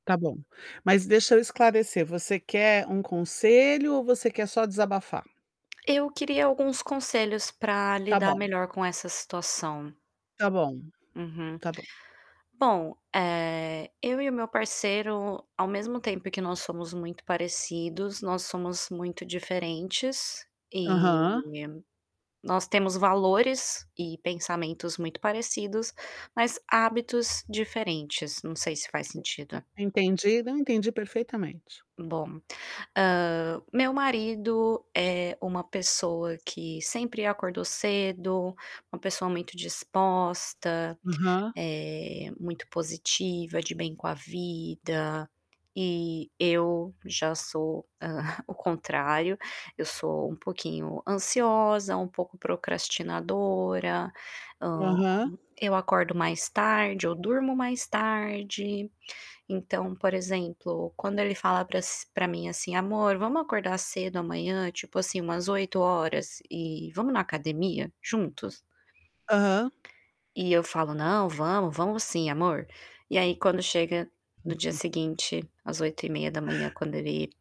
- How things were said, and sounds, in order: tapping; static; other background noise; drawn out: "E"; chuckle; chuckle
- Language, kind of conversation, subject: Portuguese, advice, Como conversar com meu parceiro sobre as críticas aos meus hábitos sem medo de discutir e estragar o relacionamento?